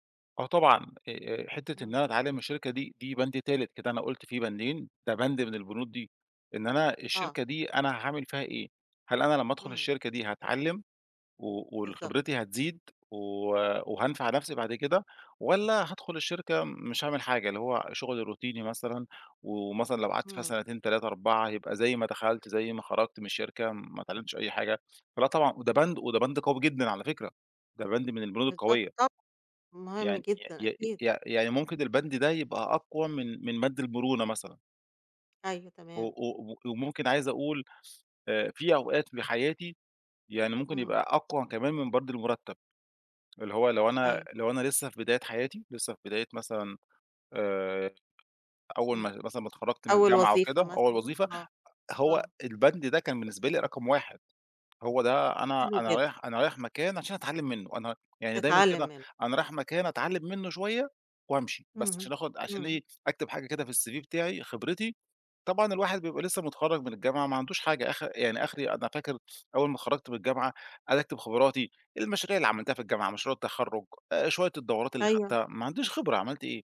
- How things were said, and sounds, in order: in English: "روتيني"; unintelligible speech; sniff; in English: "الCV"; sniff; tapping
- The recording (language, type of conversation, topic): Arabic, podcast, إزاي تختار بين وظيفتين معروضين عليك؟